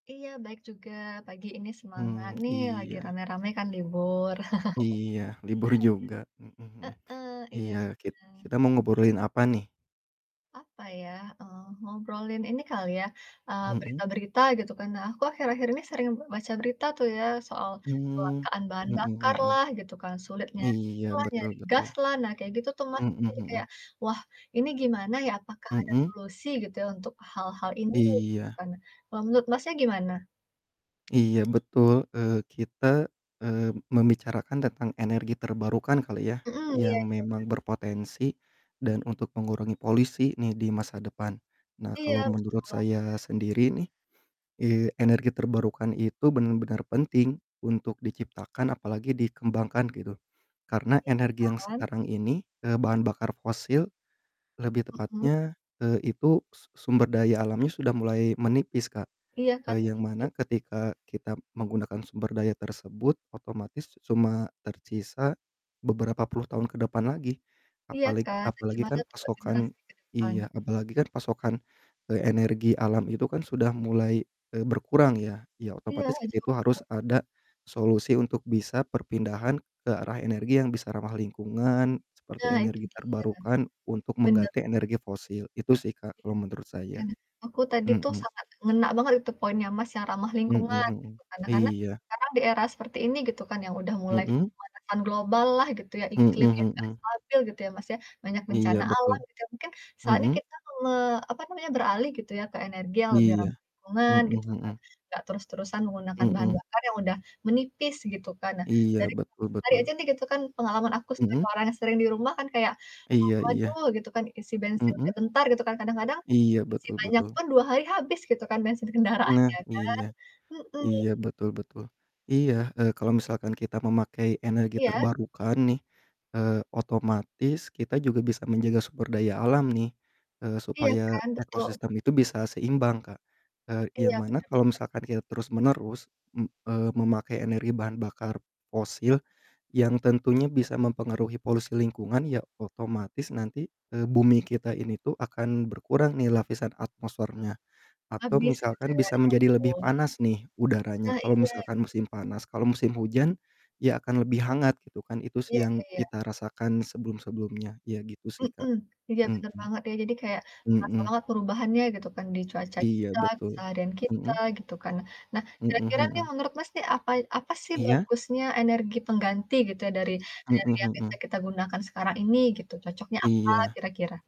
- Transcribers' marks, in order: chuckle; distorted speech; other background noise; static; mechanical hum; laughing while speaking: "kendaraan"; tapping
- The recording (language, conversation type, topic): Indonesian, unstructured, Bagaimana menurut kamu energi terbarukan dapat membantu masa depan?